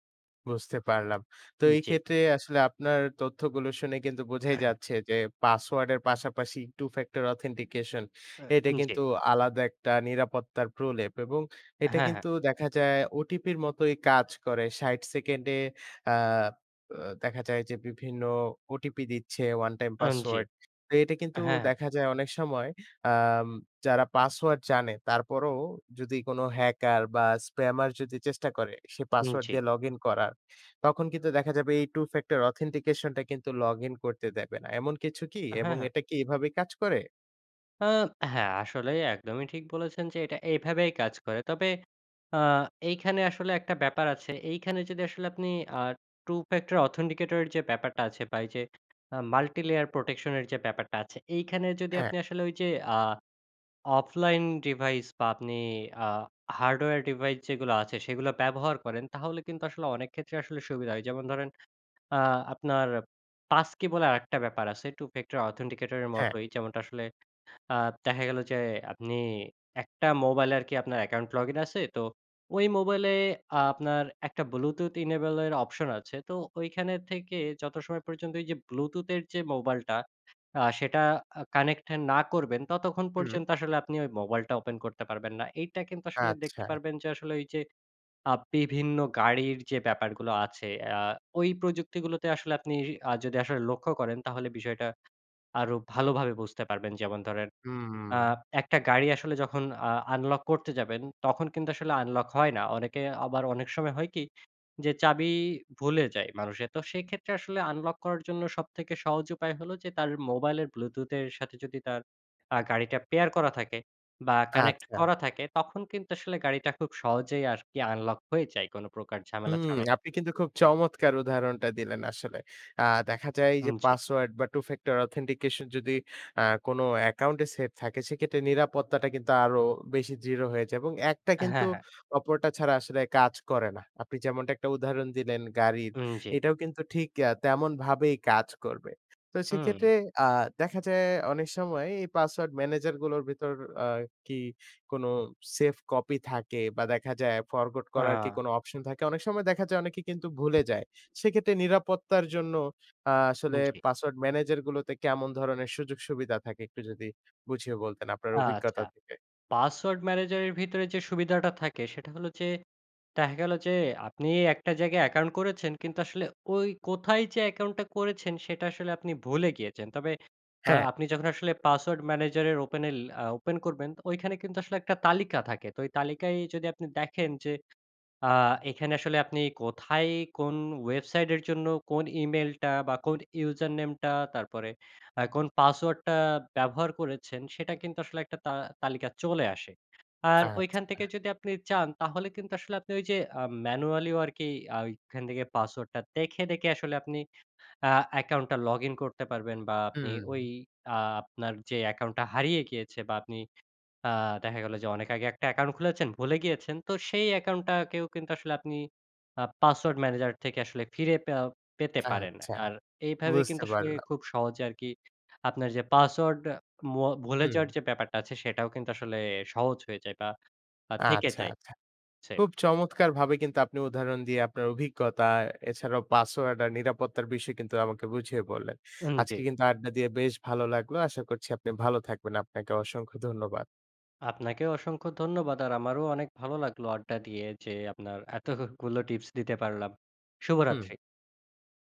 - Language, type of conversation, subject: Bengali, podcast, পাসওয়ার্ড ও অনলাইন নিরাপত্তা বজায় রাখতে কী কী টিপস অনুসরণ করা উচিত?
- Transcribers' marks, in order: in English: "Two factor authentication"; in English: "spammer"; in English: "Two factor authentication"; in English: "Two factor authenticator"; in English: "multi layer protection"; in English: "offline device"; in English: "hardware device"; in English: "passkey"; in English: "Two factor authenticator"; in English: "enable"; "কানেক্টেড" said as "কানেকথেং"; in English: "Two factor authentication"; in English: "ফরগট"; "অ্যাকাউন্ট" said as "অ্যাকারুন"; "এত" said as "এতহ"; chuckle